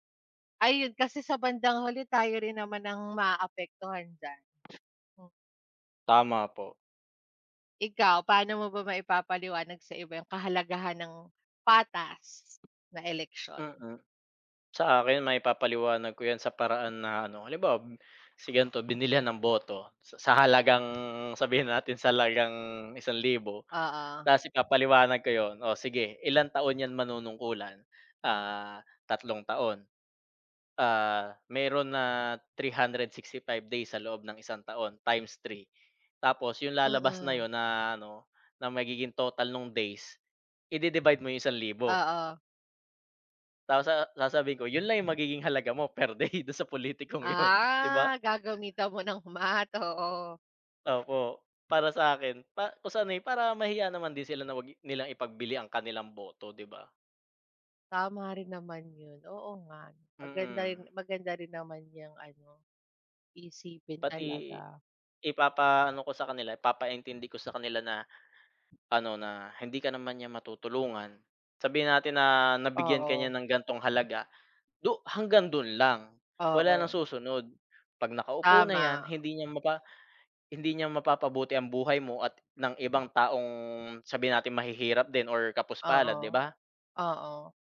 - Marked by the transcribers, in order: other background noise; laughing while speaking: "dun sa politikong yun"
- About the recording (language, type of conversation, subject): Filipino, unstructured, Ano ang nararamdaman mo kapag may mga isyu ng pandaraya sa eleksiyon?